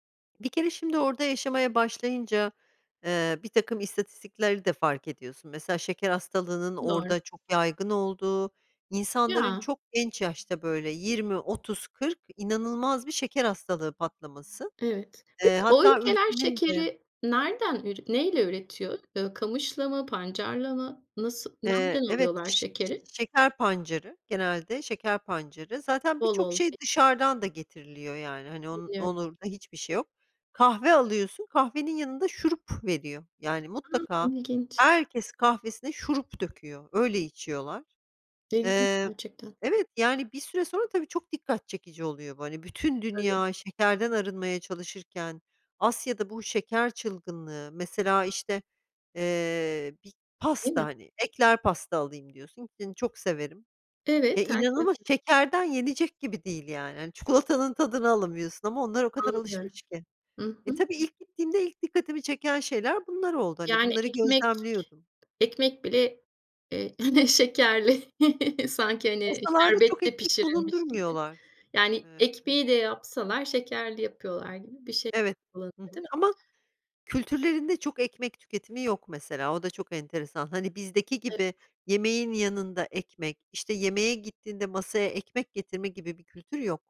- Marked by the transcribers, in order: other background noise; tapping; unintelligible speech; unintelligible speech; "çikolatanın" said as "çukulatının"; chuckle
- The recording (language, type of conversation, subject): Turkish, podcast, Restoran menüsünden sağlıklı bir seçim nasıl yapılır?